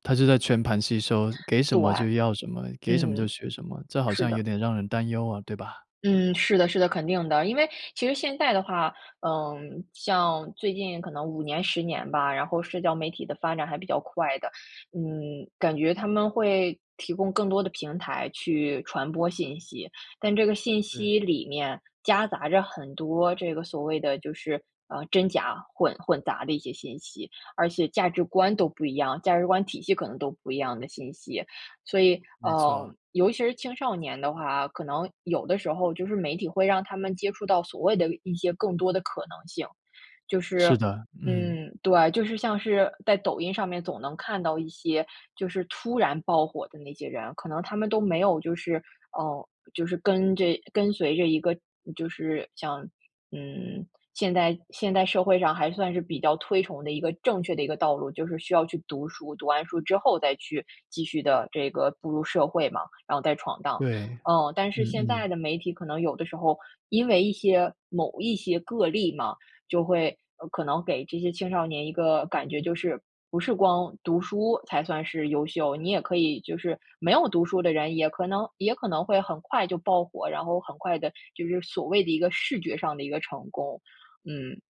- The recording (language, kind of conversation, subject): Chinese, podcast, 青少年从媒体中学到的价值观可靠吗？
- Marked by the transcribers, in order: inhale; other background noise